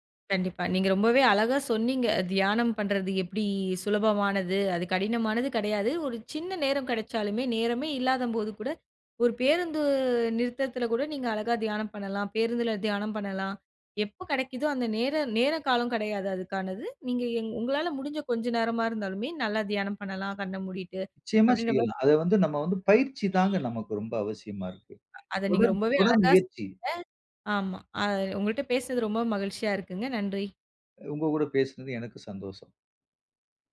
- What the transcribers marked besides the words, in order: other background noise; tapping; horn
- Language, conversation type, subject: Tamil, podcast, நேரம் இல்லாத நாளில் எப்படி தியானம் செய்யலாம்?